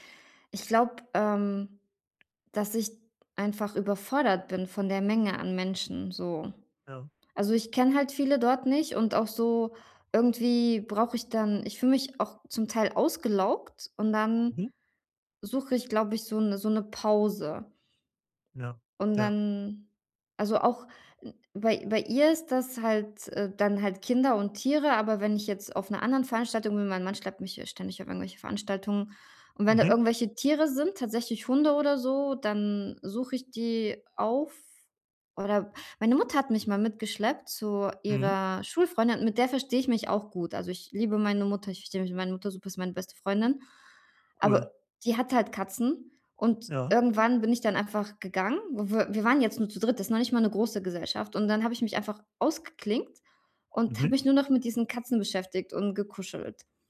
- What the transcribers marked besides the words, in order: tapping
- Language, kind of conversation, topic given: German, advice, Warum fühle ich mich bei Feiern mit Freunden oft ausgeschlossen?